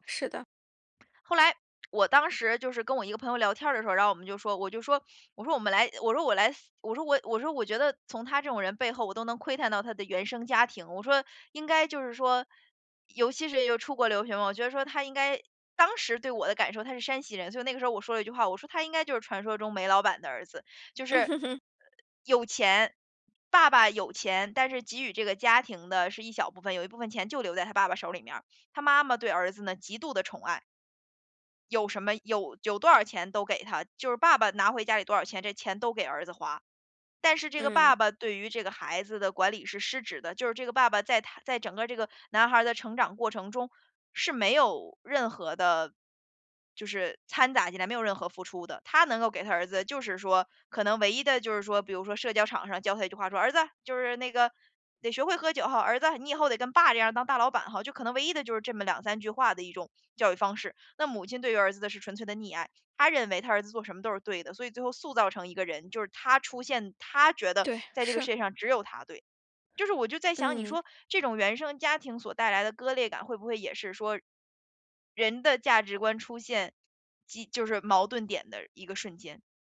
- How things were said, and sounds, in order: other background noise; laugh
- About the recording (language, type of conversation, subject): Chinese, advice, 我怎样才能让我的日常行动与我的价值观保持一致？